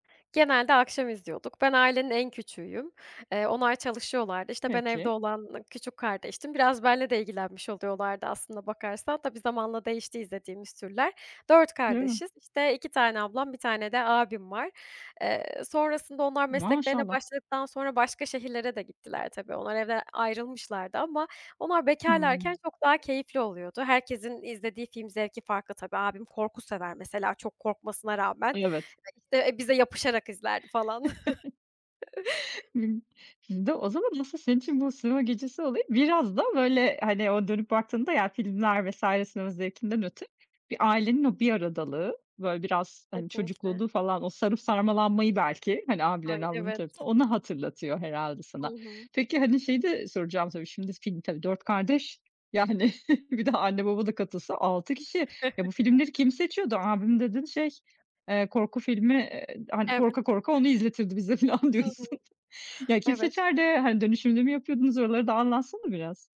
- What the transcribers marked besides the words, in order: chuckle; unintelligible speech; chuckle; other background noise; chuckle; giggle; chuckle
- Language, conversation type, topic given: Turkish, podcast, Ailenizde sinema geceleri nasıl geçerdi, anlatır mısın?